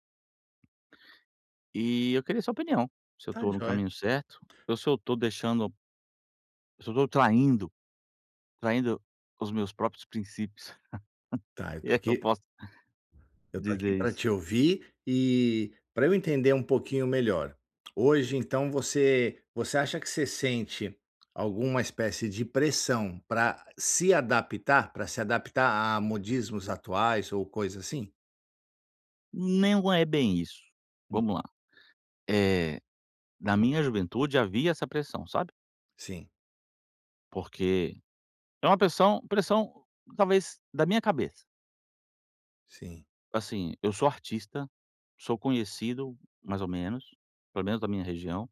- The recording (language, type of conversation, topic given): Portuguese, advice, Como posso resistir à pressão social para seguir modismos?
- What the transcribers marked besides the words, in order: tapping; laugh